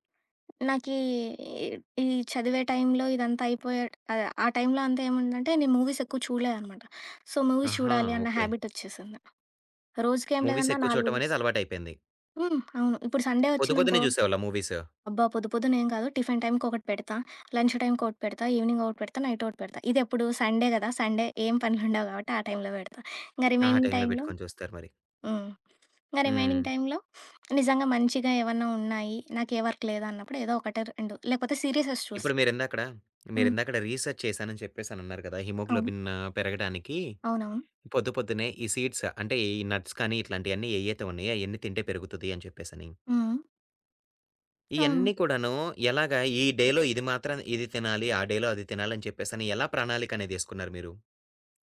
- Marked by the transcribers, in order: tapping; in English: "మూవీస్"; in English: "సో, మూవీస్"; in English: "మూవీస్"; in English: "సండే"; other background noise; in English: "టిఫిన్ టైమ్‌కి"; in English: "లంచ్ టైమ్‌కి"; in English: "ఈవెనింగ్"; in English: "సండే"; in English: "సండే"; chuckle; in English: "రిమైనింగ్ టైమ్‌లో"; in English: "రిమైనింగ్ టైమ్‌లో"; in English: "వర్క్"; in English: "సీరిసెస్"; in English: "రిసర్చ్"; in English: "సీడ్స్"; in English: "నట్స్"; in English: "డేలో"; in English: "డేలో"
- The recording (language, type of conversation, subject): Telugu, podcast, ఉదయం లేవగానే మీరు చేసే పనులు ఏమిటి, మీ చిన్న అలవాట్లు ఏవి?